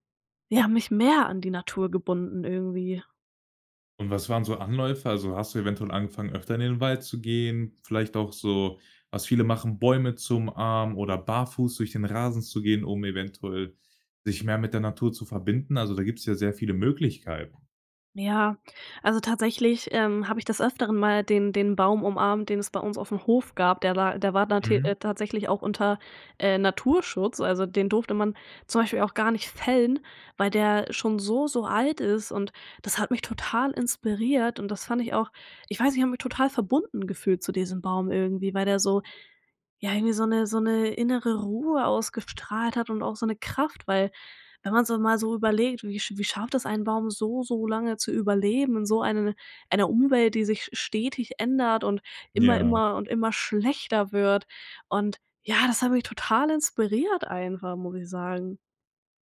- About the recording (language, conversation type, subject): German, podcast, Erzähl mal, was hat dir die Natur über Geduld beigebracht?
- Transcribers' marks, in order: stressed: "total"